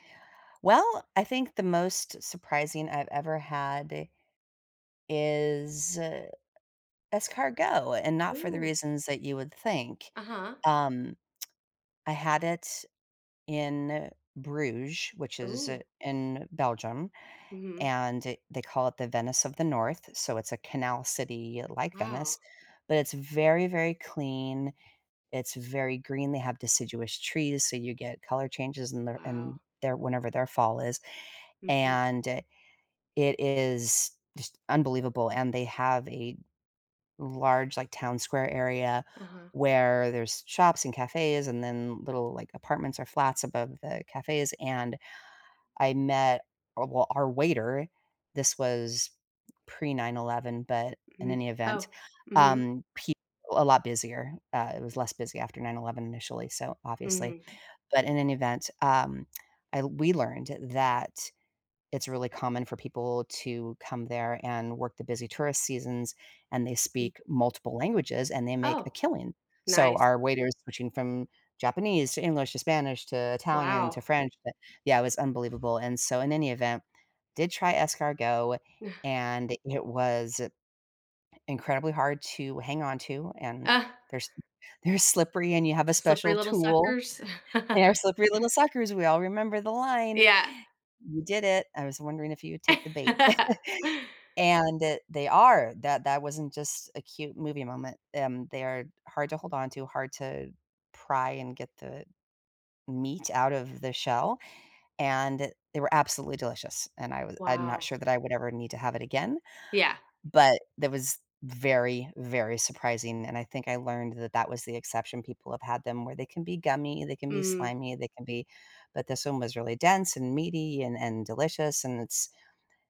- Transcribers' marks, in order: tsk; tapping; other background noise; laughing while speaking: "they're slippery"; chuckle; laugh; chuckle; laugh
- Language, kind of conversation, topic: English, unstructured, What is the most surprising food you have ever tried?
- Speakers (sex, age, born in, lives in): female, 45-49, United States, United States; female, 55-59, United States, United States